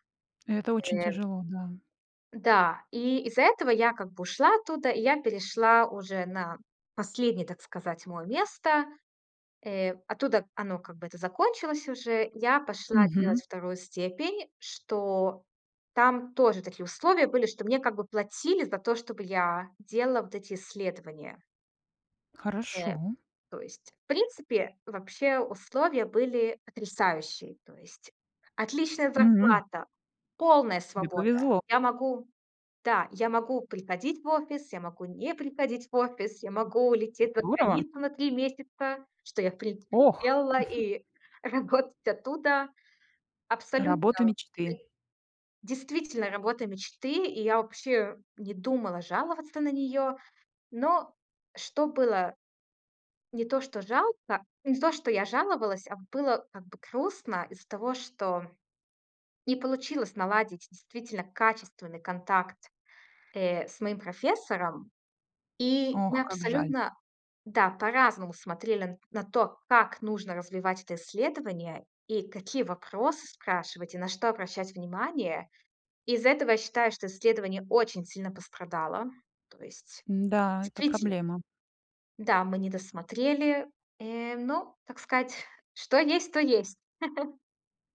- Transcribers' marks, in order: tapping; chuckle; chuckle
- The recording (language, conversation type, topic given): Russian, podcast, Как понять, что пора менять работу?
- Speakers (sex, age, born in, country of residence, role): female, 25-29, Russia, United States, guest; female, 40-44, Russia, Mexico, host